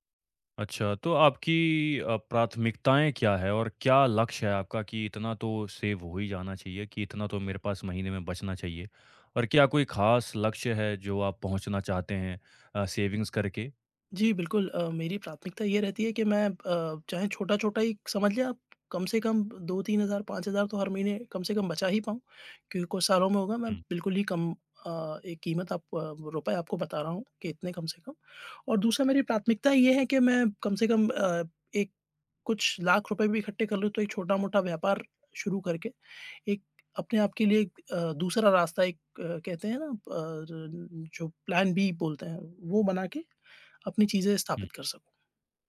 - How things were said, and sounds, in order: in English: "सेव"; in English: "सेविंग्स"; other background noise; tapping; in English: "प्लान बी"
- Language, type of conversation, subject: Hindi, advice, आय में उतार-चढ़ाव आपके मासिक खर्चों को कैसे प्रभावित करता है?